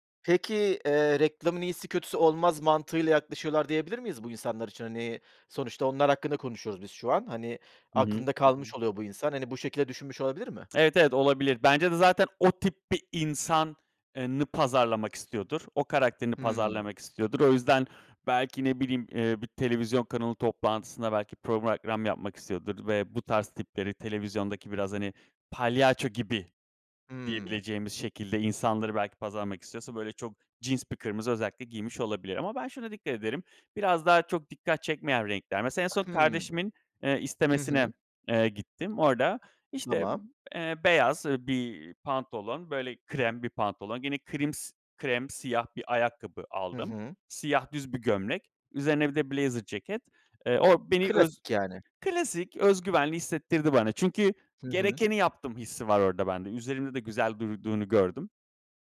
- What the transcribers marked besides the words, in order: tapping; stressed: "o tip bir insan"; "program" said as "promragram"; stressed: "palyaço gibi"; other background noise; in English: "blazer"
- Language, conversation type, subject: Turkish, podcast, Kıyafetler özgüvenini nasıl etkiler sence?